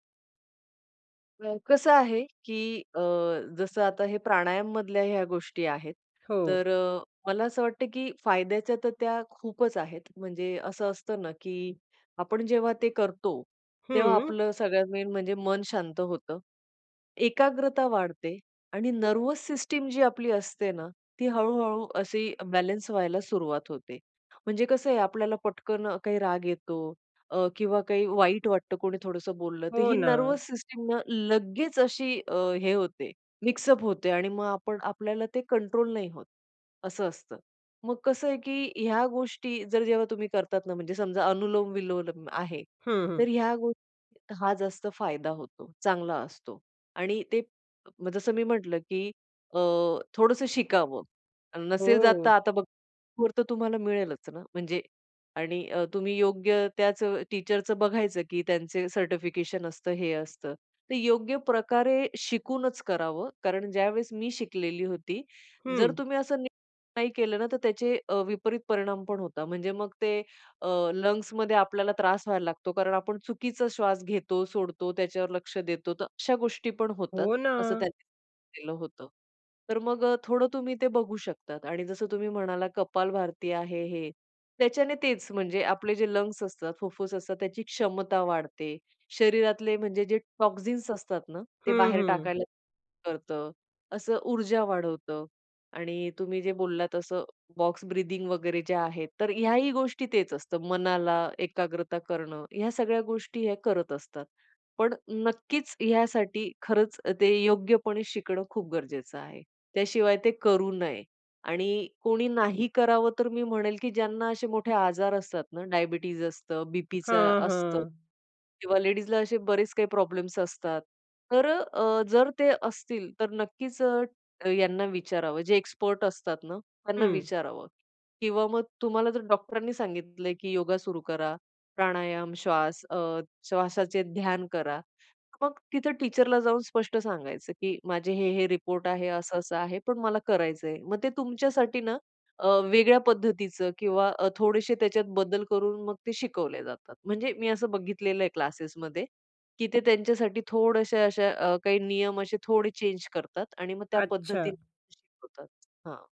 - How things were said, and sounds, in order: in English: "मेन"; in English: "नर्व्हस"; in English: "नर्व्हस"; in English: "मिक्स अप"; unintelligible speech; in English: "टीचरच"; in English: "लंग्स"; in English: "लंग्स"; in English: "टॉक्सिन्स"; in English: "बॉक्स ब्रीथिंग"; in English: "एक्सपर्ट"; in English: "टीचरला"
- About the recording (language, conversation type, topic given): Marathi, podcast, श्वासावर आधारित ध्यान कसे करावे?